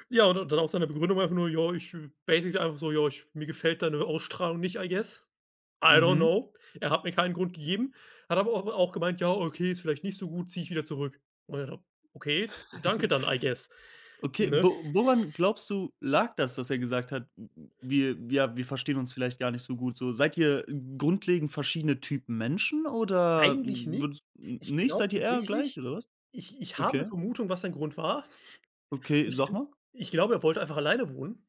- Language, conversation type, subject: German, podcast, Wie hat ein Umzug dein Leben verändert?
- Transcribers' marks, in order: in English: "basically"; put-on voice: "Ja, ich mir gefällt deine Ausstrahlung nicht"; in English: "I guess I don't know"; put-on voice: "Ja, okay, ist vielleicht nicht so gut, zieh ich wieder zurück"; laugh; other background noise; in English: "I guess"; chuckle; other noise